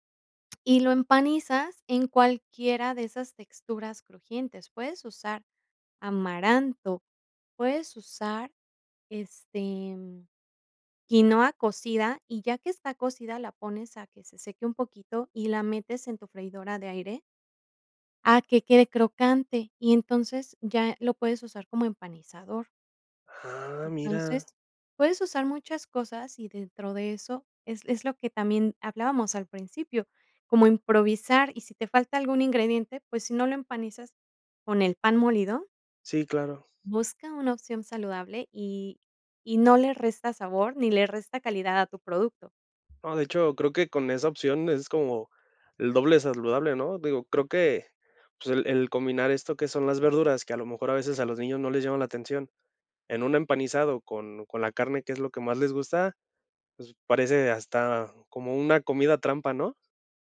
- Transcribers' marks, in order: tapping
- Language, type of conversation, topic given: Spanish, podcast, ¿Cómo improvisas cuando te faltan ingredientes?